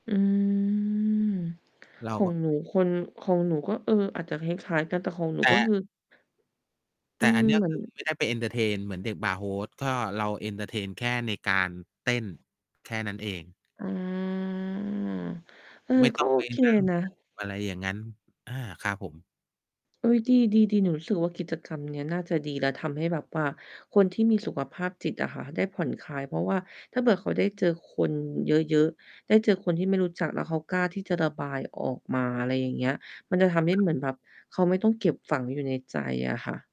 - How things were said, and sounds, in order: static; drawn out: "อืม"; other background noise; tapping; distorted speech; drawn out: "อา"
- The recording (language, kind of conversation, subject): Thai, unstructured, คุณคิดว่ากีฬามีความสำคัญต่อสุขภาพจิตอย่างไร?